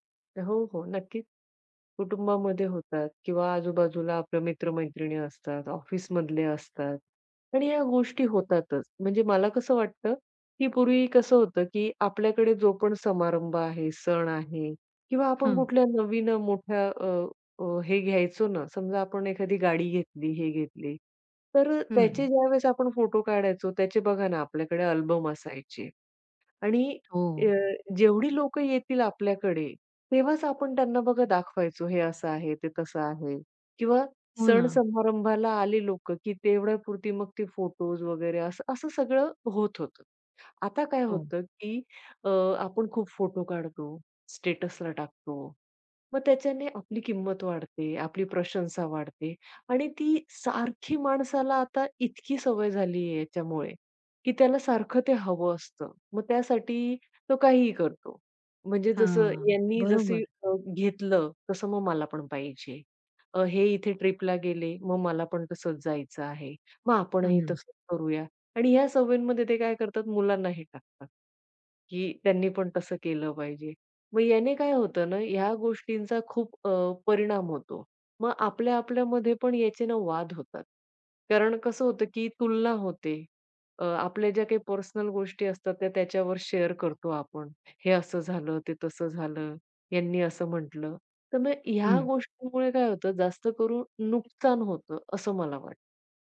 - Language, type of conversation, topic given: Marathi, podcast, सोशल मीडियामुळे मैत्री आणि कौटुंबिक नात्यांवर तुम्हाला कोणते परिणाम दिसून आले आहेत?
- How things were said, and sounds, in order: other background noise; in English: "स्टेटसला"; in English: "शेअर"